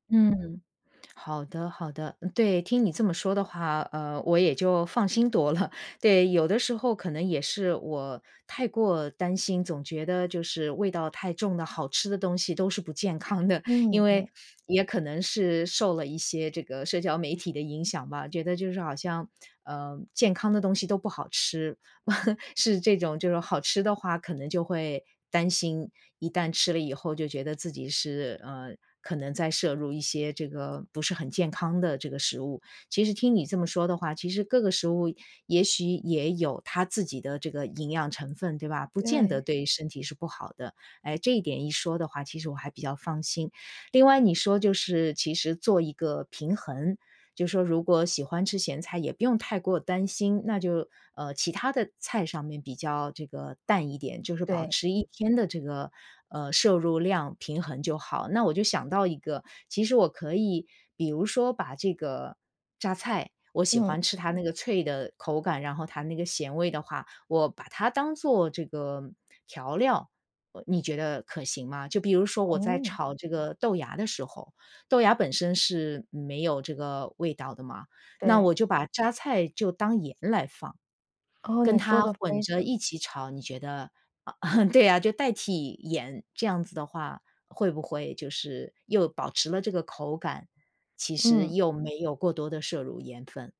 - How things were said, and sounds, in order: chuckle; laughing while speaking: "康的"; chuckle; laugh
- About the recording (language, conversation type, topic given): Chinese, advice, 如何把健康饮食变成日常习惯？